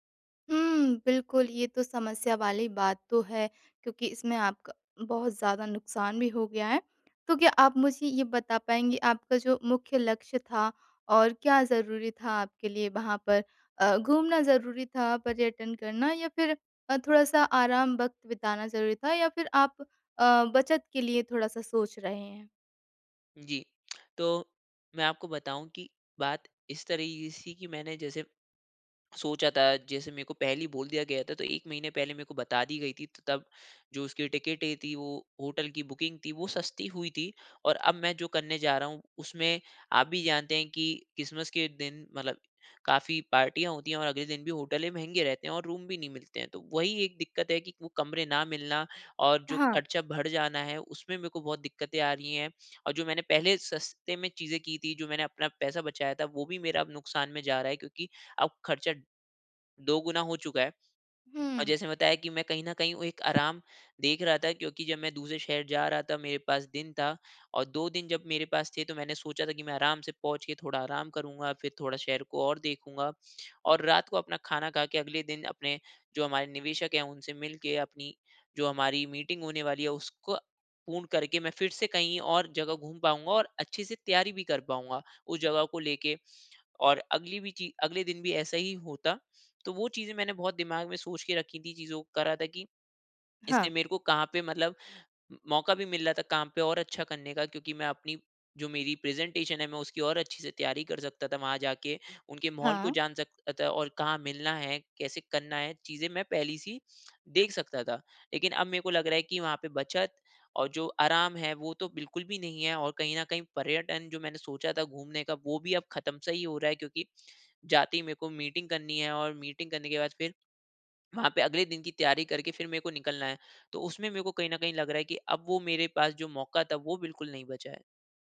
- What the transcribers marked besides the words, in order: tongue click; in English: "बुकिंग"; in English: "रूम"; in English: "मीटिंग"; in English: "प्रेजेंटेशन"; in English: "मीटिंग"; in English: "मीटिंग"
- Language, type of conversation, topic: Hindi, advice, योजना बदलना और अनिश्चितता से निपटना